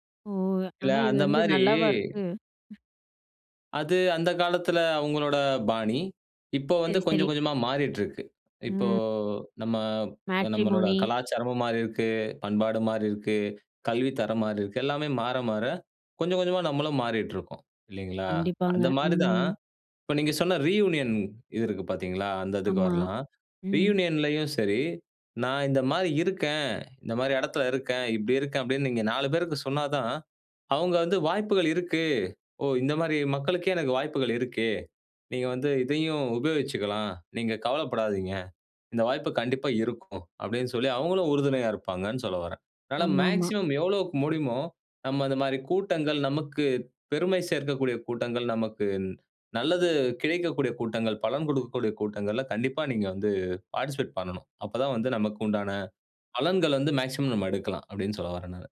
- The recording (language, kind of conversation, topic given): Tamil, podcast, பொங்கல் அல்லது தீபாவளி போன்ற விழாக்களில் உங்கள் குடும்பத்தில் என்ன சிறப்பு நடக்கும்?
- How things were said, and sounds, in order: other noise; in English: "ரியூனியன்"; in English: "பார்ட்டிசிபேட்"